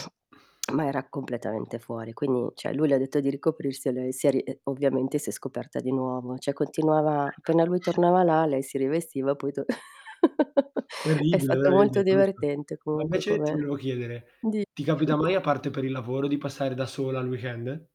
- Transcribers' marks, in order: "cioè" said as "ceh"; distorted speech; chuckle; "cioè" said as "ceh"; tapping; chuckle; static; chuckle; in English: "weekend?"
- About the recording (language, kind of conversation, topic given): Italian, unstructured, Cosa ti rende più felice durante il weekend?